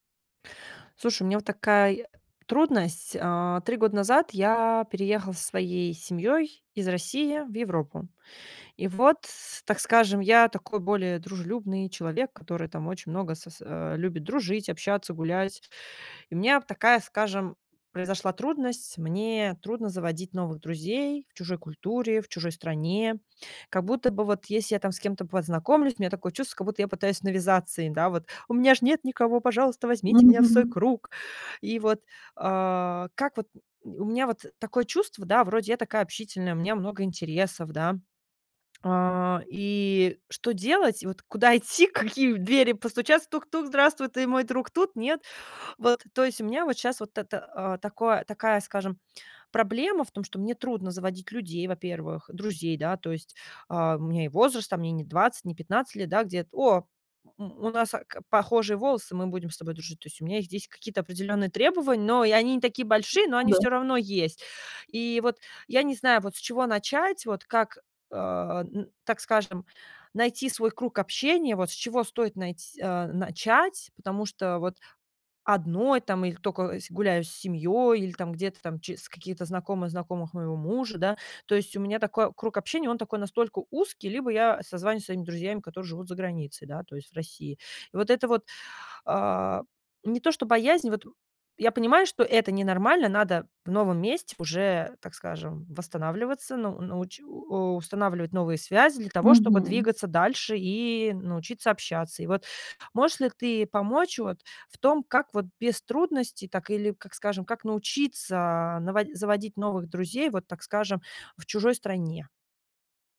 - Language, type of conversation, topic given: Russian, advice, Какие трудности возникают при попытках завести друзей в чужой культуре?
- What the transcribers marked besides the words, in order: "как будто" said as "кабута"; put-on voice: "У меня ж нет никого. Пожалуйста, возьмите меня в свой круг!"; laughing while speaking: "Какие в двери постучаться?"; "здесь" said as "десь"; "требования" said as "требован"; tapping; "только" said as "токо"